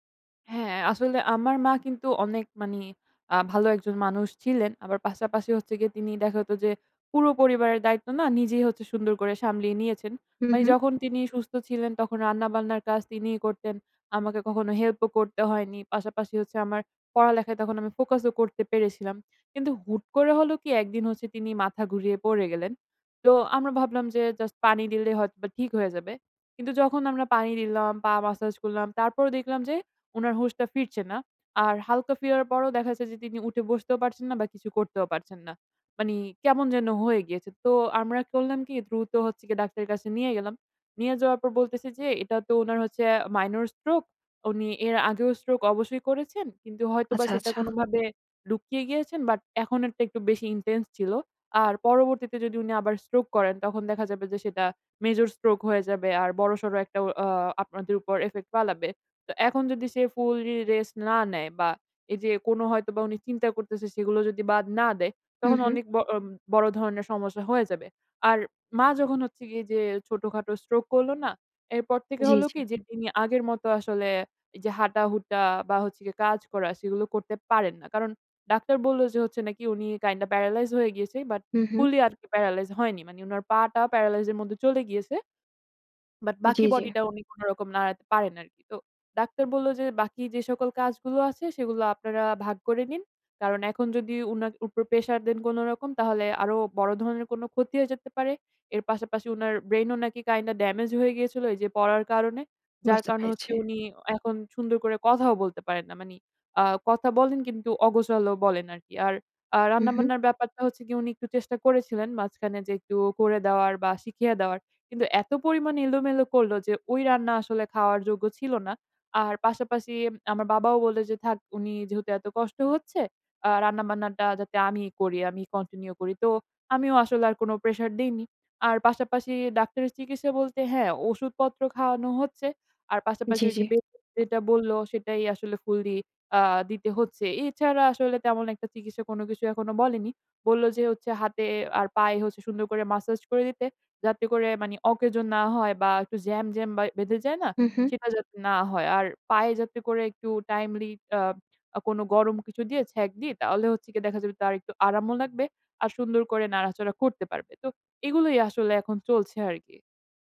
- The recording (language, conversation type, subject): Bengali, advice, পরিবারের বড়জন অসুস্থ হলে তাঁর দেখভালের দায়িত্ব আপনি কীভাবে নেবেন?
- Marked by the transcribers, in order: "মানে" said as "মানি"; "মানে" said as "মানি"; "মানে" said as "মানি"; in English: "মাইনর"; tapping; in English: "ইনটেনস"; in English: "মেজর"; in English: "ইফেক্ট"; in English: "কাইন্ডা"; "উনার" said as "উনাক"; in English: "কাইন্ডা ডেমেজ"; "মানে" said as "মানি"; in English: "কন্টিনিউ"; "মানে" said as "মানি"